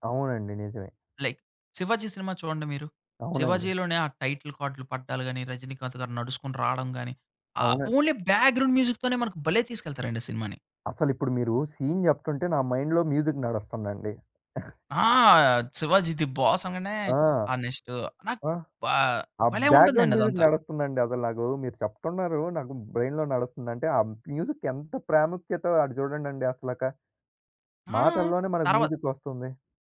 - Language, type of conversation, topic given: Telugu, podcast, ఒక సినిమాకు సంగీతం ఎంత ముఖ్యమని మీరు భావిస్తారు?
- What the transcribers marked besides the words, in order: in English: "లైక్"; in English: "ఓన్లీ బ్యాక్గ్రౌండ్ మ్యూజిక్‌తోనే"; in English: "సీన్"; in English: "మైండ్‌లో మ్యూజిక్"; other background noise; chuckle; in English: "ది బాస్'"; in English: "బ్యాక్గ్రౌండ్ మ్యూజిక్"; in English: "బ్రెయిన్‌లో"; in English: "మ్యూజిక్"; in English: "మ్యూజిక్"